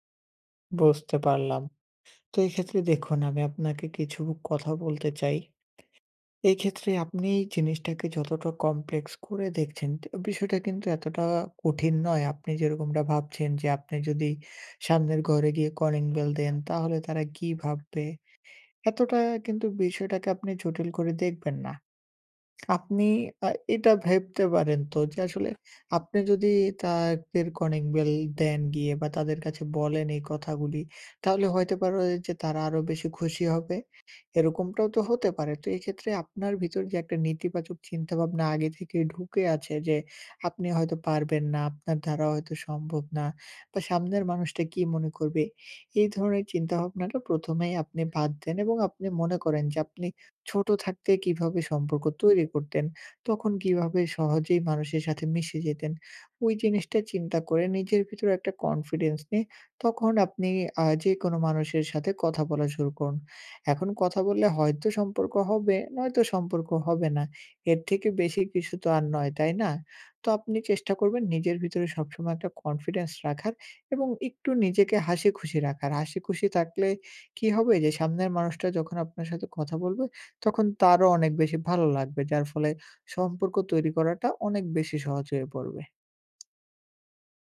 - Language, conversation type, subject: Bengali, advice, নতুন মানুষের সাথে স্বাভাবিকভাবে আলাপ কীভাবে শুরু করব?
- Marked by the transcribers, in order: "ভাবতে" said as "ভেবতে"; "কলিং" said as "কনিং"; "দ্বারা" said as "ধারা"